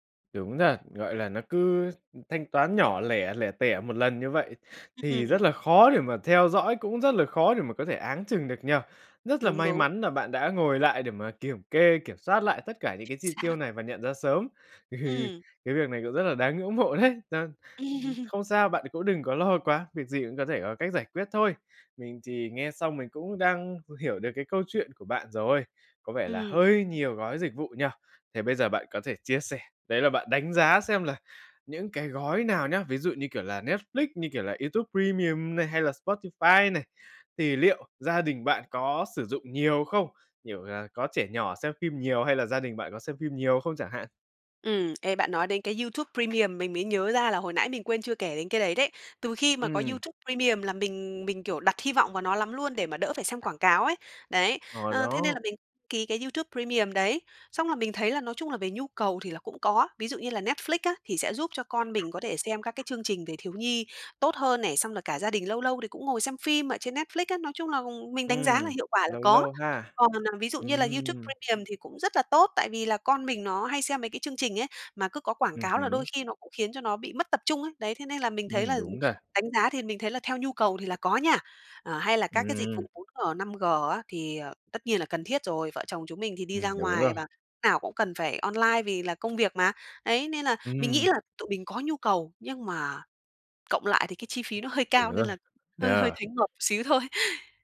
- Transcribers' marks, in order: tapping; laughing while speaking: "thì"; laughing while speaking: "ngưỡng mộ đấy"; laugh; other background noise; laughing while speaking: "thôi"
- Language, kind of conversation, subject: Vietnamese, advice, Làm thế nào để quản lý các dịch vụ đăng ký nhỏ đang cộng dồn thành chi phí đáng kể?